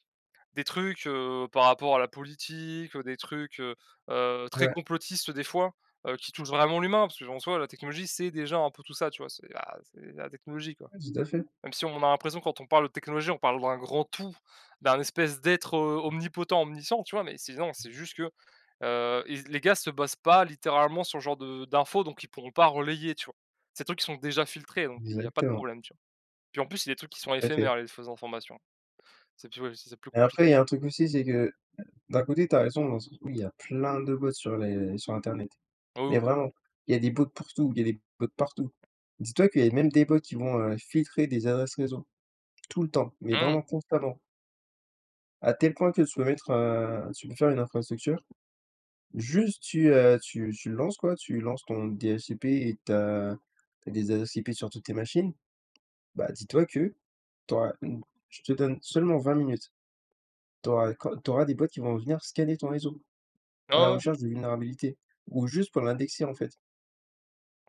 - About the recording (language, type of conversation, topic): French, unstructured, Comment la technologie peut-elle aider à combattre les fausses informations ?
- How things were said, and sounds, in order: other background noise; tapping